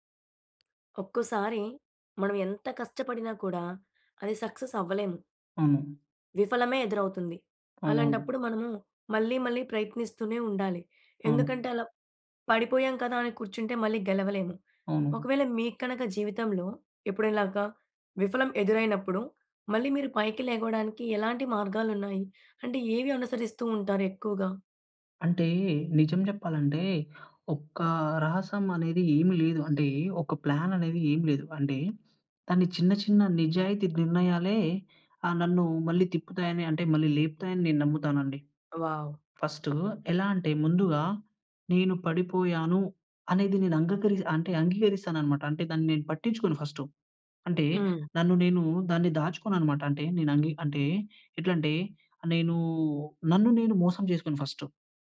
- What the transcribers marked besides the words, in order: tapping; in English: "సక్సెస్"; "ఎప్పుడై‌నా ఇలాగా" said as "ఎప్పుడై‌లాగా"; in English: "ప్లాన్"; in English: "వావ్!"
- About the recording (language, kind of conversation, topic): Telugu, podcast, పడి పోయిన తర్వాత మళ్లీ లేచి నిలబడేందుకు మీ రహసం ఏమిటి?